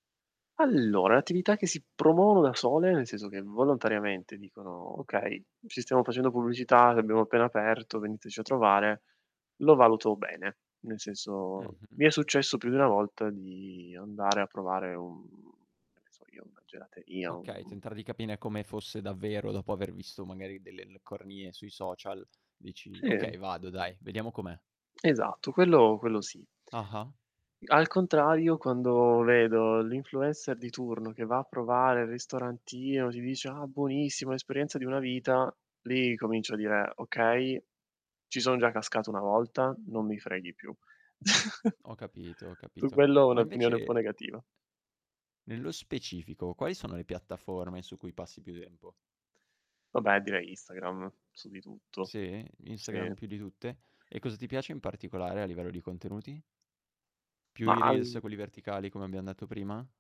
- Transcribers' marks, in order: static; other background noise; drawn out: "di"; "capire" said as "capine"; distorted speech; chuckle; tapping
- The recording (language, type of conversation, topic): Italian, podcast, Che ruolo hanno i social media nella tua routine quotidiana?